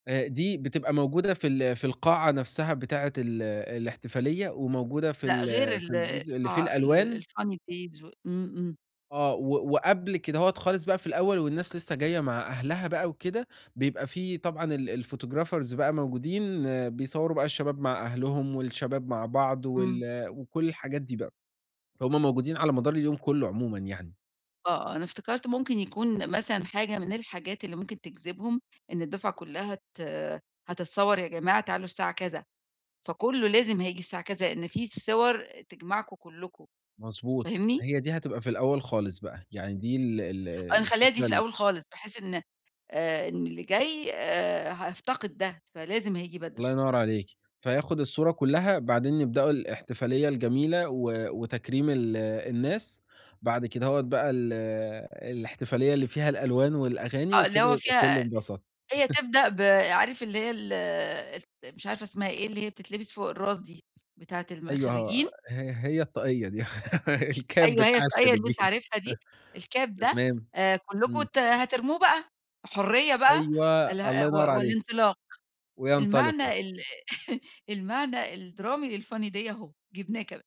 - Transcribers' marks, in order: in English: "الFUNNY PAGE"; in English: "الفوتو جرافرز"; other background noise; tapping; laugh; laugh; laughing while speaking: "الكاب بتاع الخريجين"; in English: "الكاب"; in English: "الكاب"; laugh; in English: "للFUNNY DAY"
- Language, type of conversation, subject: Arabic, advice, إزاي نتعامل مع خلافات المجموعة وإحنا بنخطط لحفلة؟